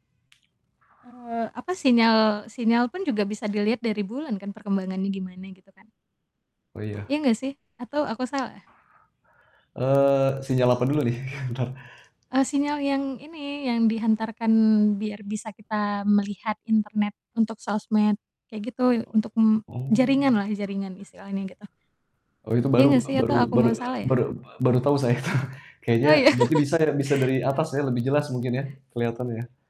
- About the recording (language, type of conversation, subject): Indonesian, unstructured, Bagaimana pendapatmu tentang perjalanan manusia pertama ke bulan?
- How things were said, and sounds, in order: tapping; static; other background noise; distorted speech; laughing while speaking: "entar"; laughing while speaking: "tuh"; laughing while speaking: "iya?"; laugh